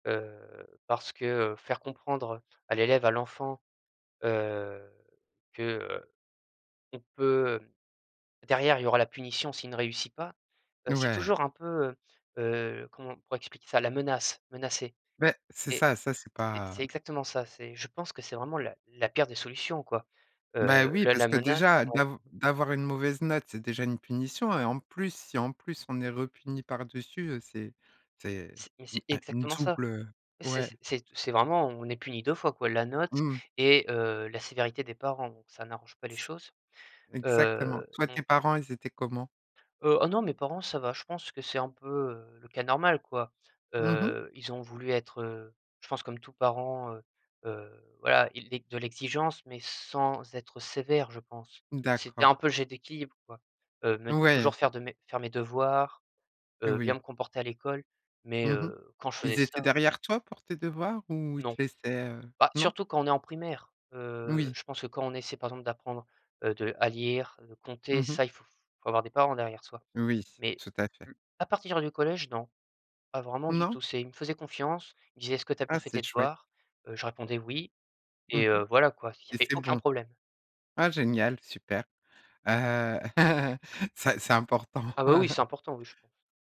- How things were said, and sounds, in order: chuckle; chuckle
- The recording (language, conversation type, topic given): French, podcast, Quelles idées as-tu pour réduire le stress scolaire ?